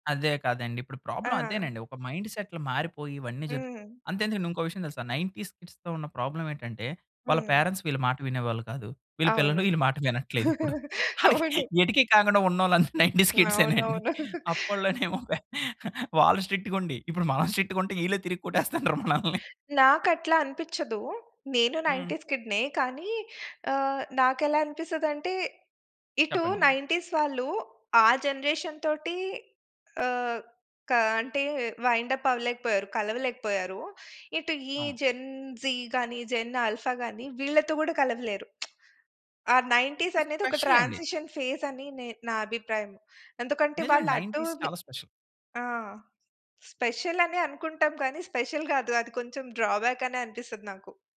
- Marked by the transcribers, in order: in English: "ప్రాబ్లమ్"; in English: "నైన్టీస్ కిడ్స్‌తో"; in English: "పేరెంట్స్"; laughing while speaking: "అవును"; laughing while speaking: "అళ్ళకి"; laughing while speaking: "నైన్టీస్ కిడ్సేనండి. అప్పడిలోనేమో పే వాళ్ళు … తిరిగి కొట్టేస్తన్నారు మనల్ని"; chuckle; in English: "నైన్టీస్ కిడ్‌నే"; other background noise; in English: "జనరేషన్"; in English: "వైండప్"; in English: "జెన్ జీ"; in English: "జెన్ ఆల్ఫా"; lip smack; in English: "ట్రాన్సిషన్"; in English: "నైన్టీస్"; in English: "స్పెషల్"; in English: "స్పెషల్"
- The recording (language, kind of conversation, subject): Telugu, podcast, ప్రతి తరం ప్రేమను ఎలా వ్యక్తం చేస్తుంది?